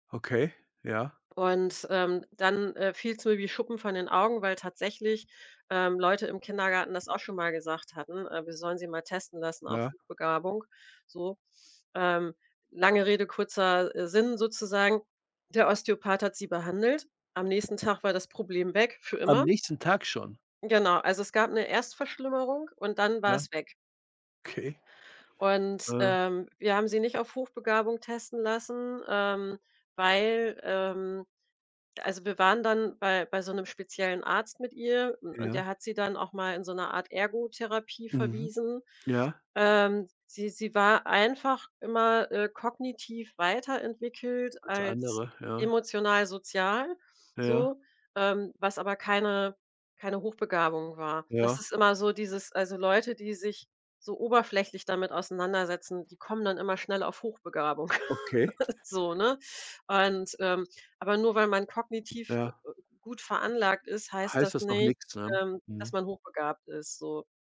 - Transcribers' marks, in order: other background noise; tapping; chuckle
- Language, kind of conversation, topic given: German, unstructured, Welche hat mehr zu bieten: alternative Medizin oder Schulmedizin?
- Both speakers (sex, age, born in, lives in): female, 45-49, Germany, Germany; male, 65-69, Germany, Germany